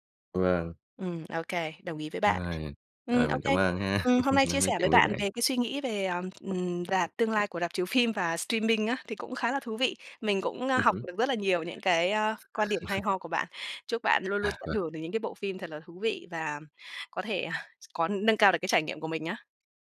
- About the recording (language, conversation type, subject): Vietnamese, podcast, Bạn nghĩ tương lai của rạp chiếu phim sẽ ra sao khi xem phim trực tuyến ngày càng phổ biến?
- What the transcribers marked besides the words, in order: tapping; other background noise; laughing while speaking: "ha"; in English: "streaming"; chuckle; chuckle